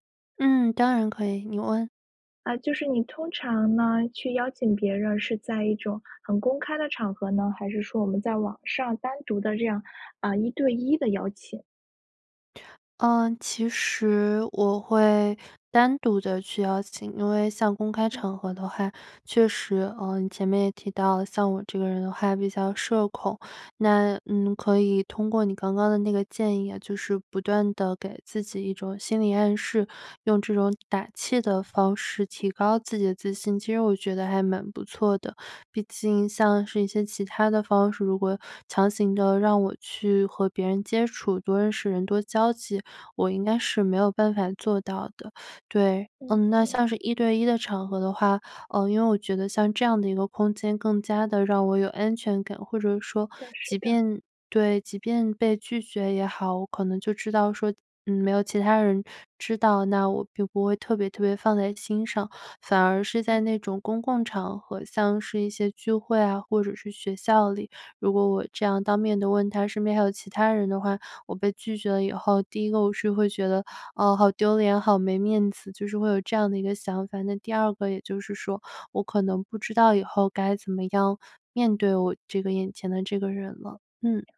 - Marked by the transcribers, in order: other background noise
- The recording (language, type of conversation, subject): Chinese, advice, 你因为害怕被拒绝而不敢主动社交或约会吗？